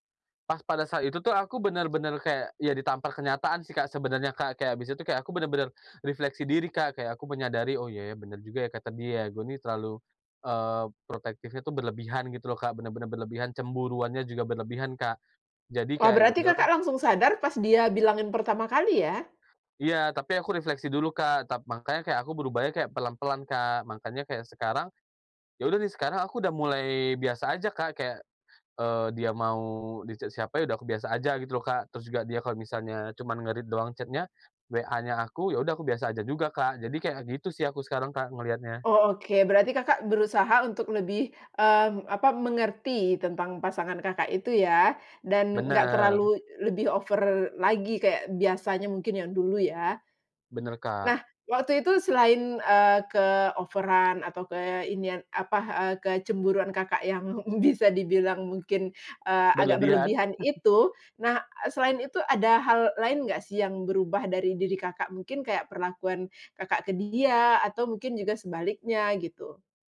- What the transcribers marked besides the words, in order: "refleksi" said as "rifleksi"; "refleksi" said as "rifleksi"; in English: "di-chat"; in English: "nge-read"; in English: "chat-nya"; tapping; chuckle; chuckle
- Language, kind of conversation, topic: Indonesian, podcast, Siapa orang yang paling mengubah cara pandangmu, dan bagaimana prosesnya?